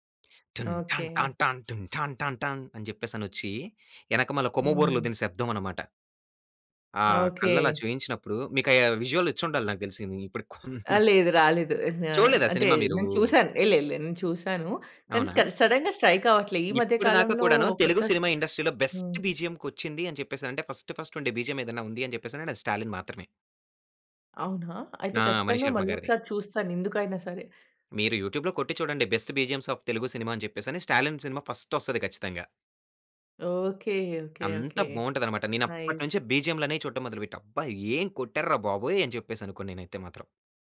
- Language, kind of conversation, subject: Telugu, podcast, మీకు గుర్తున్న మొదటి సంగీత జ్ఞాపకం ఏది, అది మీపై ఎలా ప్రభావం చూపింది?
- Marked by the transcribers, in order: humming a tune; tapping; in English: "విజువల్"; giggle; in English: "సడెన్‌గా స్ట్రైక్"; in English: "ఇండస్ట్రీలో బెస్ట్"; in English: "ఫస్ట్ ఫస్ట్"; in English: "బిజిఎమ్"; in English: "యూట్యూబ్‌లో"; in English: "బెస్ట్ బిజిఎమ్‌స్ ఆఫ్"; in English: "ఫస్ట్"; in English: "నైస్"